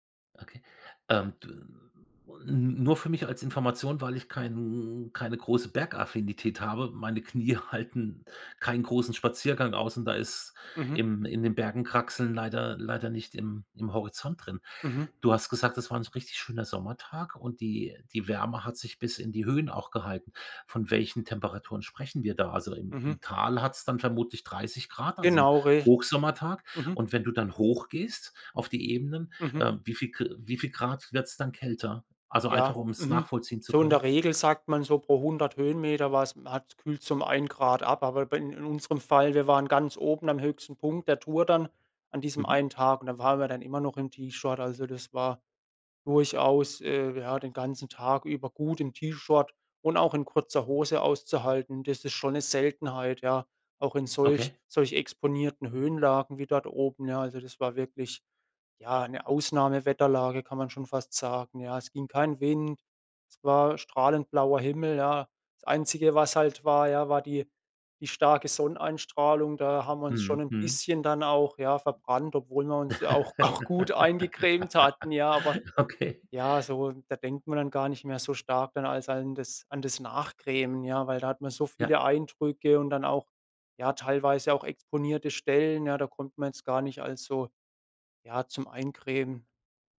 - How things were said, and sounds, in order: other noise; laugh; laughing while speaking: "auch gut eingecremt hatten, ja?"
- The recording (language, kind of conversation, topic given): German, podcast, Erzählst du mir von deinem schönsten Naturerlebnis?